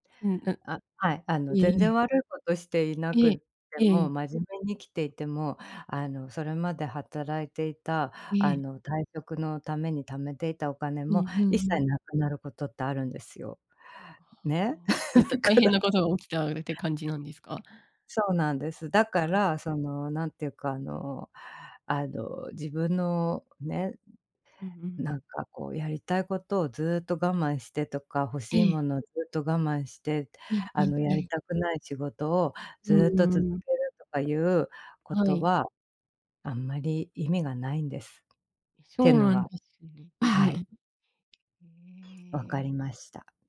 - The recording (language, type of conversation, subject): Japanese, unstructured, お金を使うときに気をつけていることは何ですか？
- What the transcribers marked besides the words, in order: chuckle; laughing while speaking: "だから"; throat clearing; tapping